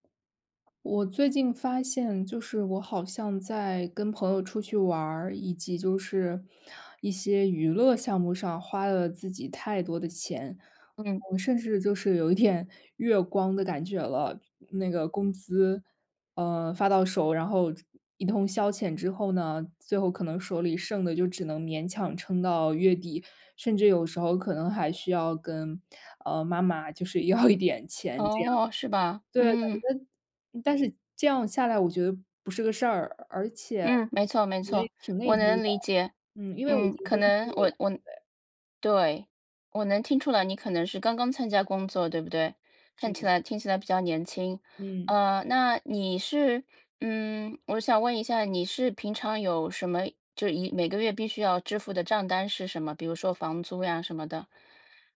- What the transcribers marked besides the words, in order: other background noise; laughing while speaking: "点"; laughing while speaking: "要"
- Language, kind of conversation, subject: Chinese, advice, 社交和娱乐开支影响预算时，我为什么会感到内疚？